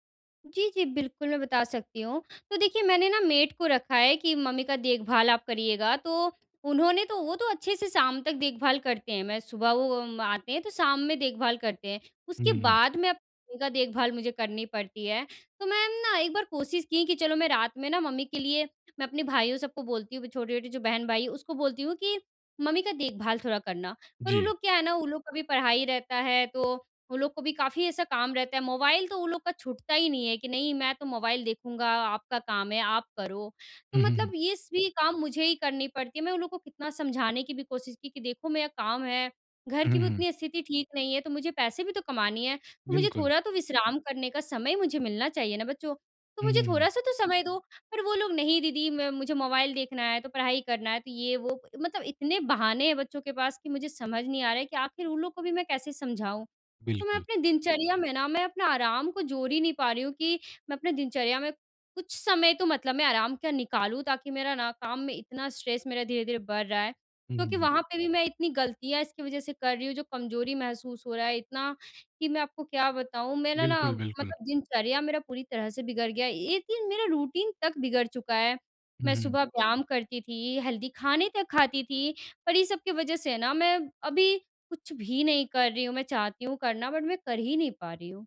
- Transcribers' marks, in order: in English: "मेड"; in English: "स्ट्रेस"; in English: "रूटीन"; in English: "हेल्दी"; in English: "बट"
- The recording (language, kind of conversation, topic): Hindi, advice, मैं अपनी रोज़मर्रा की दिनचर्या में नियमित आराम और विश्राम कैसे जोड़ूँ?